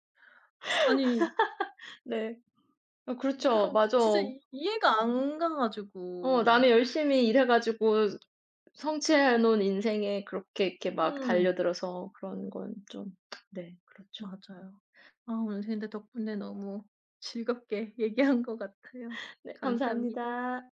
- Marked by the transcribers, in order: laugh; other background noise; laughing while speaking: "얘기한"
- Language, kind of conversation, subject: Korean, unstructured, 연예계 스캔들이 대중에게 어떤 영향을 미치나요?